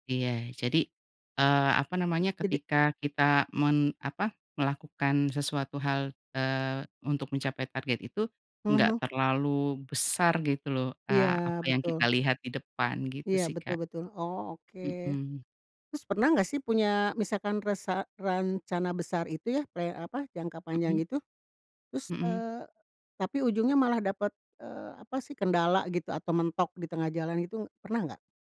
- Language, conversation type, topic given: Indonesian, podcast, Apa yang kamu lakukan agar rencana jangka panjangmu tidak hanya menjadi angan-angan?
- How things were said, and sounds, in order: none